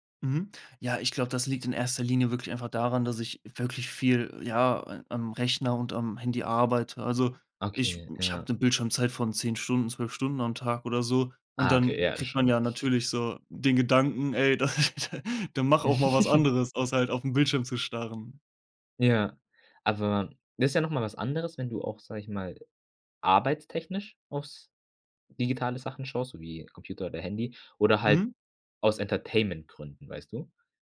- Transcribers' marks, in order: other background noise; laughing while speaking: "da"; chuckle
- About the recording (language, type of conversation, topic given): German, podcast, Wie schaltest du digital ab, um klarer zu denken?